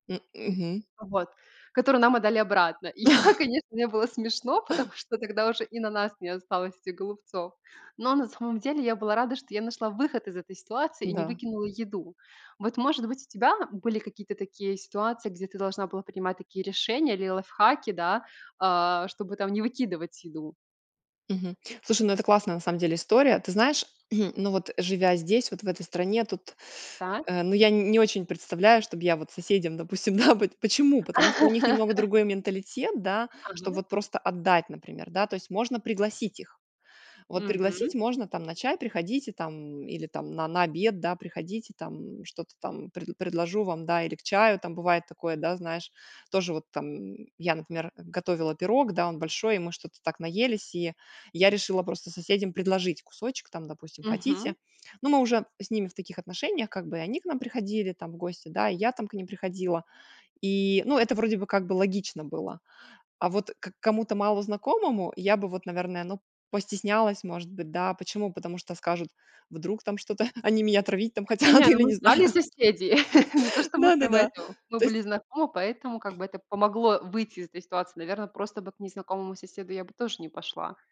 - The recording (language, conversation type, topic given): Russian, podcast, Как уменьшить пищевые отходы в семье?
- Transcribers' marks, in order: chuckle; tapping; chuckle; throat clearing; laughing while speaking: "Да"; laugh; laughing while speaking: "там хотят или не знаю"; laugh